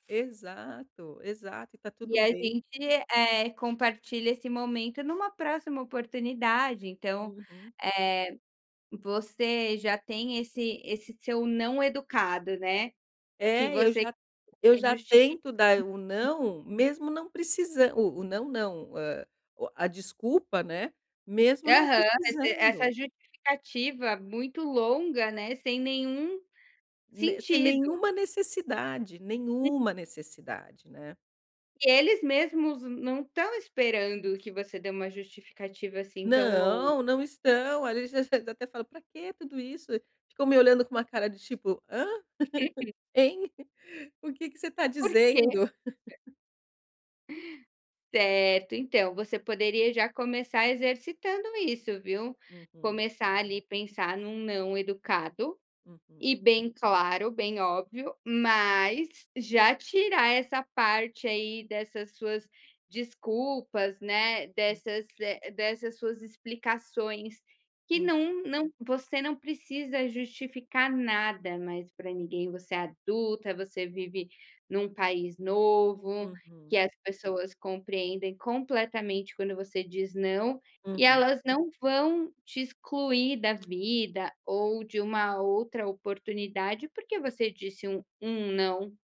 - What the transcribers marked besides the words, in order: unintelligible speech; unintelligible speech; unintelligible speech; other background noise; chuckle; unintelligible speech; chuckle; tapping
- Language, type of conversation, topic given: Portuguese, advice, Como posso estabelecer limites e dizer não em um grupo?